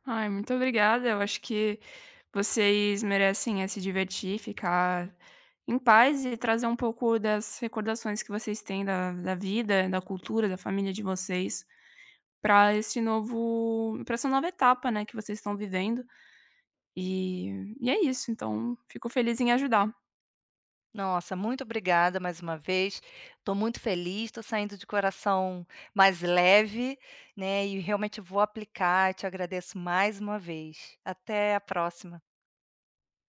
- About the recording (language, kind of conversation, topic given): Portuguese, advice, Como posso lidar com a saudade do meu ambiente familiar desde que me mudei?
- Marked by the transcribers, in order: none